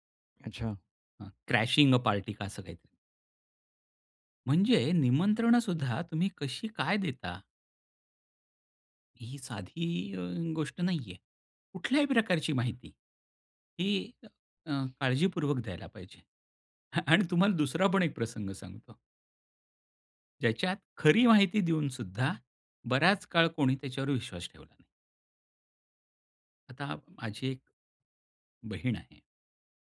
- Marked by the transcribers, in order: in English: "क्रॅशिंग अ पार्टी"
- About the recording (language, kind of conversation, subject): Marathi, podcast, सोशल मीडियावरील माहिती तुम्ही कशी गाळून पाहता?